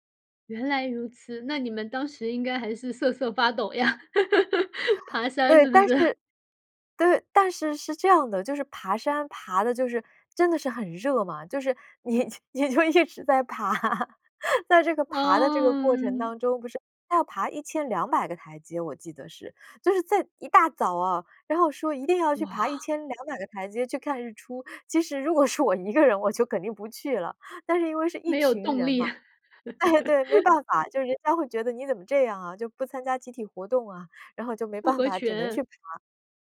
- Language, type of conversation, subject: Chinese, podcast, 你会如何形容站在山顶看日出时的感受？
- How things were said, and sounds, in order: laugh; "是不是" said as "似不似"; "对" said as "的"; laughing while speaking: "你就 你就一直在爬"; laugh; drawn out: "嗯"; laughing while speaking: "如果是我一个人，我就肯定不去了"; laughing while speaking: "诶，对，没办法"; laugh